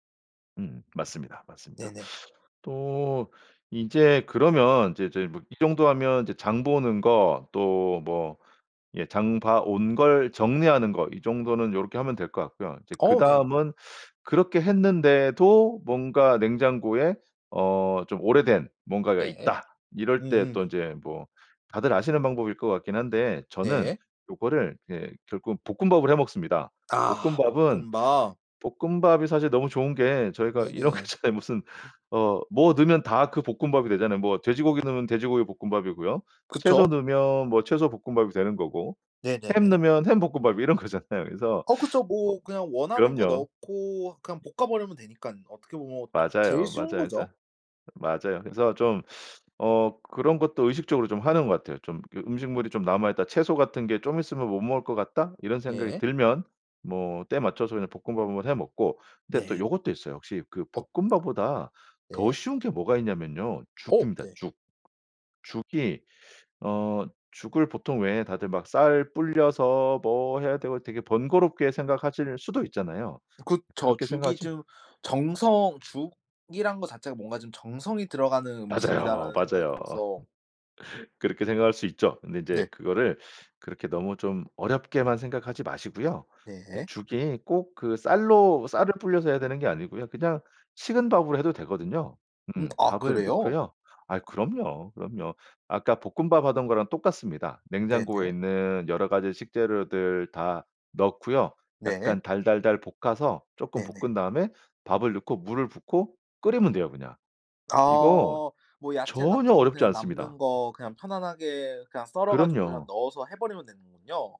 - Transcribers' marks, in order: teeth sucking; lip smack; tapping; laughing while speaking: "이렇게 저"; other background noise; laughing while speaking: "거잖아요"; teeth sucking; teeth sucking; laugh; teeth sucking
- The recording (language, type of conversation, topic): Korean, podcast, 집에서 음식물 쓰레기를 줄이는 가장 쉬운 방법은 무엇인가요?